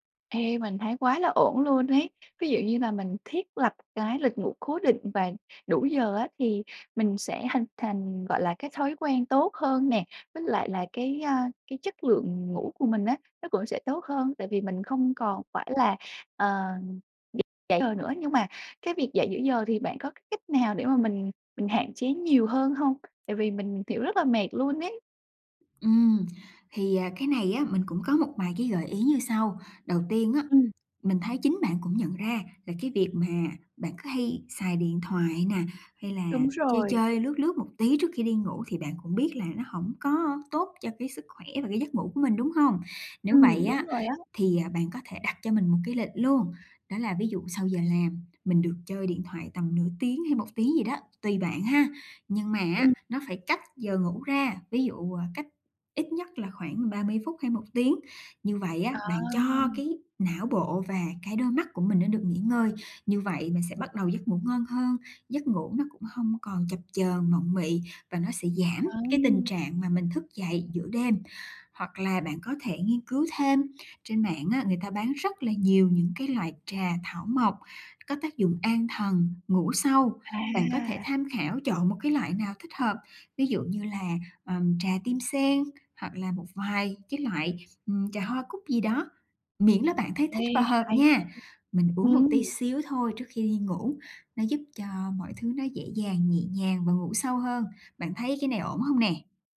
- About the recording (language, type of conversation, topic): Vietnamese, advice, Làm thế nào để cải thiện chất lượng giấc ngủ và thức dậy tràn đầy năng lượng hơn?
- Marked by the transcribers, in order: other background noise; tapping